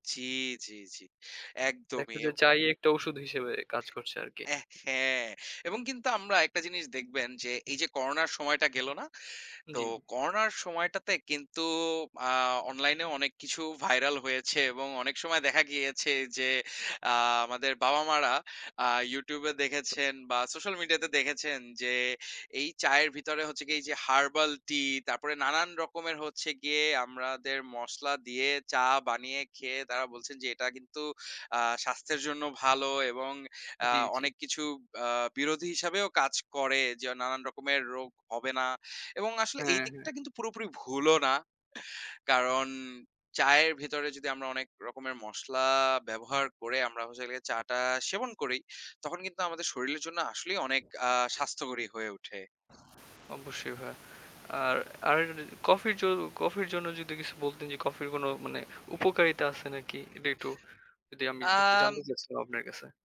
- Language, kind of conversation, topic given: Bengali, unstructured, চা আর কফির মধ্যে আপনার প্রথম পছন্দ কোনটি?
- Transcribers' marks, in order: other background noise; tapping